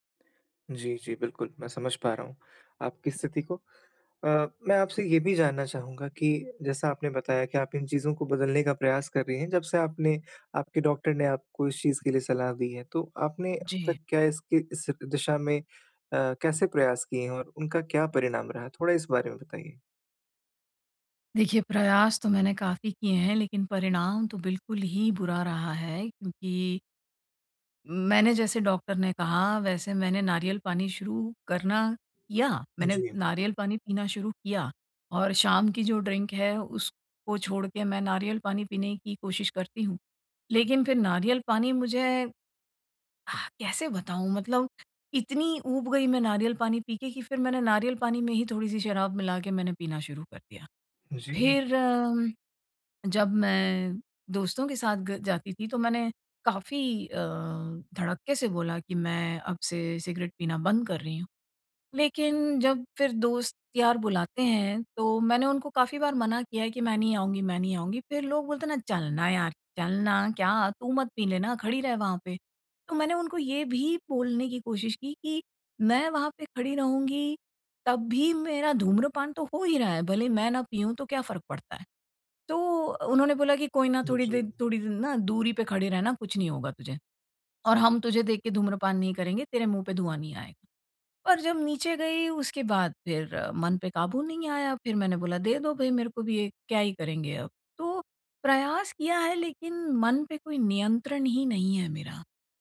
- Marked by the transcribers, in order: in English: "ड्रिंक"; sigh
- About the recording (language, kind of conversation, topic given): Hindi, advice, पुरानी आदतों को धीरे-धीरे बदलकर नई आदतें कैसे बना सकता/सकती हूँ?